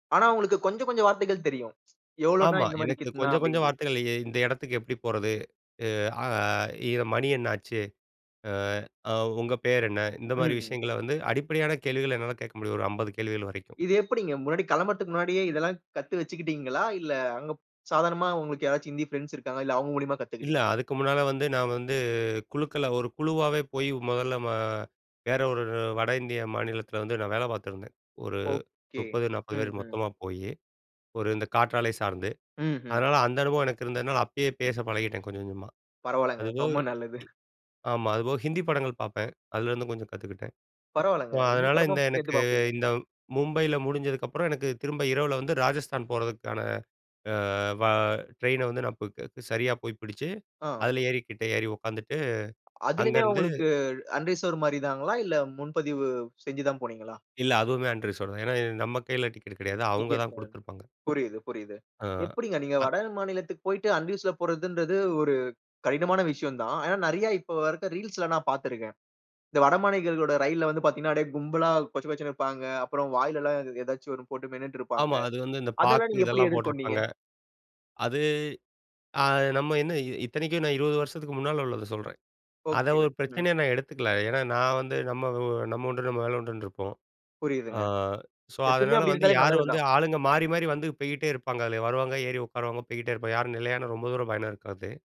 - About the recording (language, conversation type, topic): Tamil, podcast, நீங்கள் தனியாகப் பயணம் சென்ற அந்த ஒரே நாளைப் பற்றி சொல்ல முடியுமா?
- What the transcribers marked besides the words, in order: in Hindi: "கித்தினா"; laughing while speaking: "நல்லது"; other noise; in English: "அன்ட் ரிசவர்டு"; in English: "அன்ட் ரிசர்வ்டு"; unintelligible speech; in English: "அன்ட் ரிசவர்டுல"